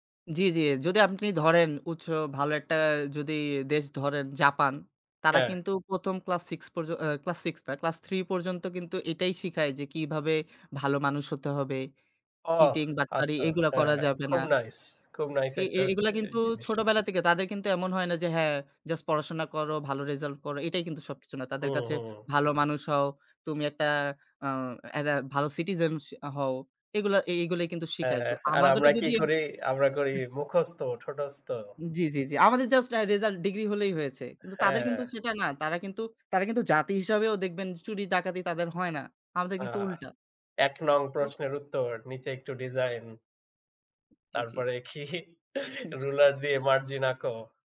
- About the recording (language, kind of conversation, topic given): Bengali, unstructured, কেন মানসিক রোগকে এখনও অনেক সময় অপরাধ বলে মনে করা হয়?
- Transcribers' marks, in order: "একটা" said as "এয়া"; unintelligible speech; laughing while speaking: "তারপরে কি?"; chuckle; scoff